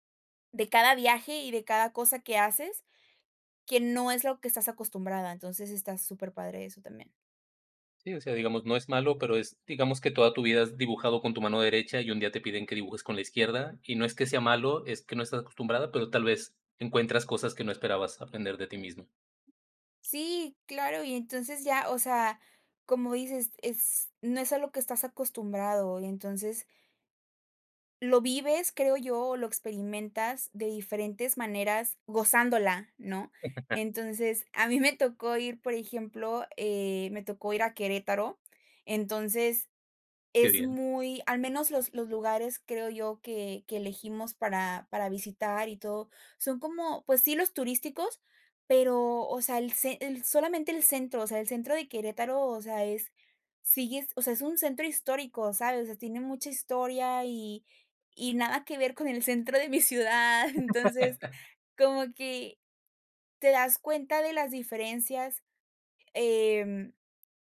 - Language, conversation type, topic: Spanish, podcast, ¿Qué te fascina de viajar por placer?
- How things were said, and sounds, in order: tapping; chuckle; laughing while speaking: "me"; laugh; laughing while speaking: "con el centro de mi ciudad"